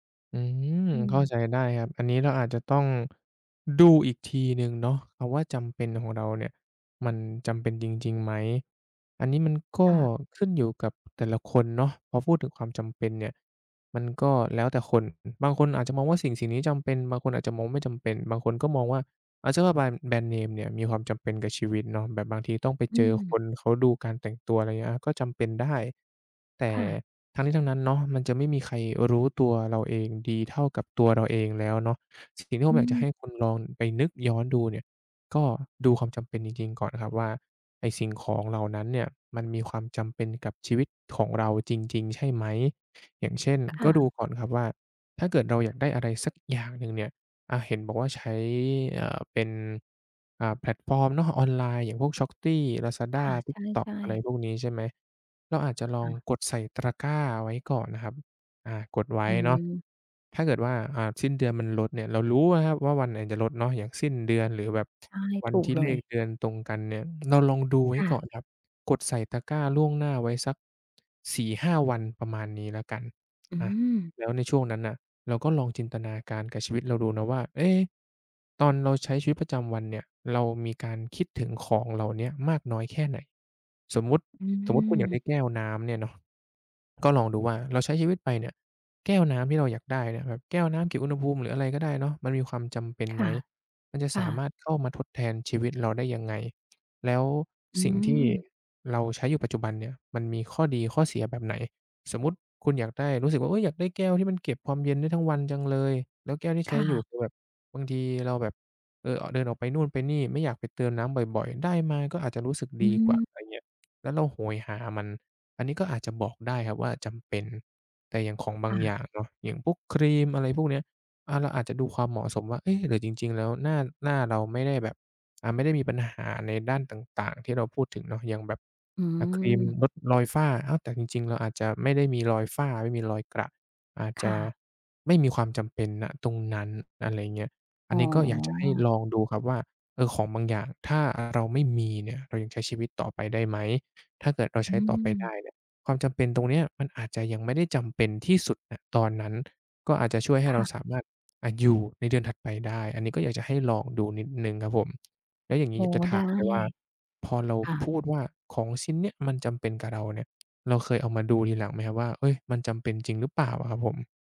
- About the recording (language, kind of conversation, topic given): Thai, advice, เงินเดือนหมดก่อนสิ้นเดือนและเงินไม่พอใช้ ควรจัดการอย่างไร?
- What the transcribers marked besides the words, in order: drawn out: "อืม"; tapping; other background noise; "Shopee" said as "ช็อกตี้"; "ตะกร้า" said as "ตระก้า"; unintelligible speech; unintelligible speech; drawn out: "อ๋อ"